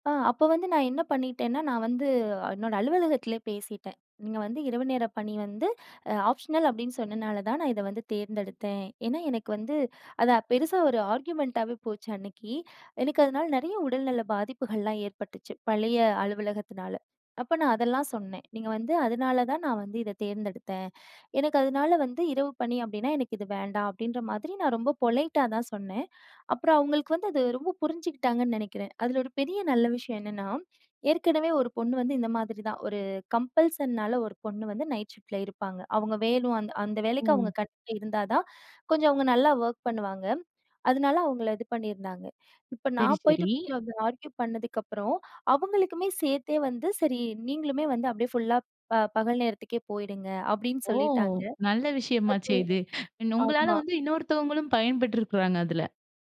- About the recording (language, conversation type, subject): Tamil, podcast, வேலை தொடர்பான முடிவுகளில் குடும்பத்தின் ஆலோசனையை நீங்கள் எவ்வளவு முக்கியமாகக் கருதுகிறீர்கள்?
- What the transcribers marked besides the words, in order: inhale; in English: "ஆப்ஷனல்"; inhale; in English: "ஆர்குமென்ட்"; inhale; inhale; in English: "பொலைட்"; inhale; wind; in English: "கம்பல்சன்"; in English: "நைட் ஷிஃப்ட்ல"; inhale; inhale; in English: "ஆர்கியு"; inhale; "உங்களால" said as "நொங்களால"